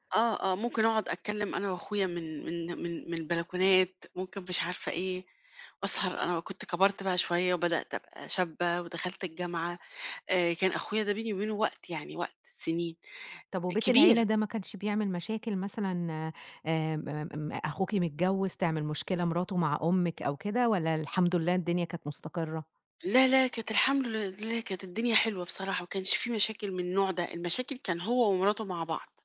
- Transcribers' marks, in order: none
- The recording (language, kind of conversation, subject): Arabic, podcast, إزاي اتغيّرت علاقتك بأهلك مع مرور السنين؟
- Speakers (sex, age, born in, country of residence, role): female, 30-34, Egypt, Egypt, host; female, 50-54, Egypt, Portugal, guest